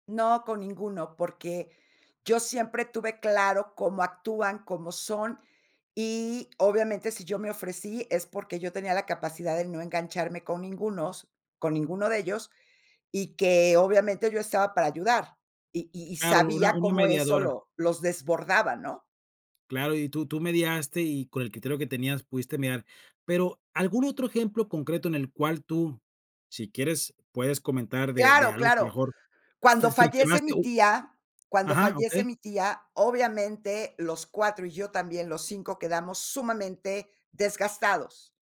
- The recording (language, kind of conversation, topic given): Spanish, podcast, ¿Qué acciones sencillas recomiendas para reconectar con otras personas?
- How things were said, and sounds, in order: none